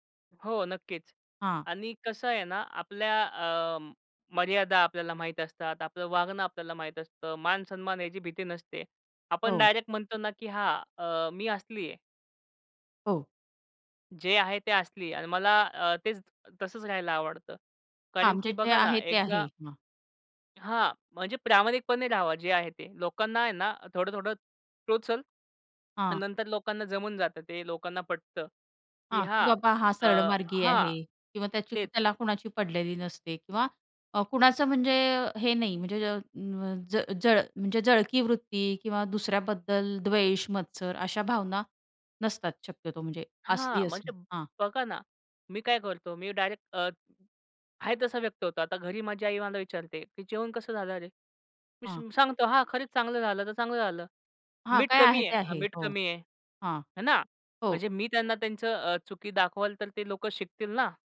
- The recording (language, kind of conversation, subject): Marathi, podcast, तुमच्यासाठी अस्सल दिसणे म्हणजे काय?
- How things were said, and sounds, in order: tapping